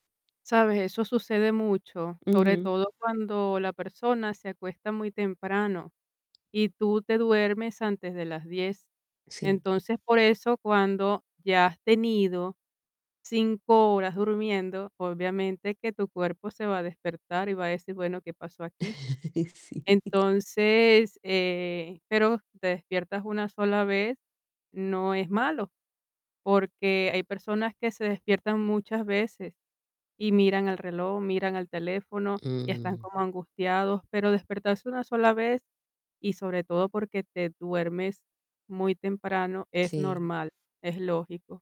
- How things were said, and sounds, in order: static; tapping; chuckle; laughing while speaking: "Sí"
- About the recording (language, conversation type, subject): Spanish, advice, ¿Cómo puedo mejorar la duración y la calidad de mi sueño?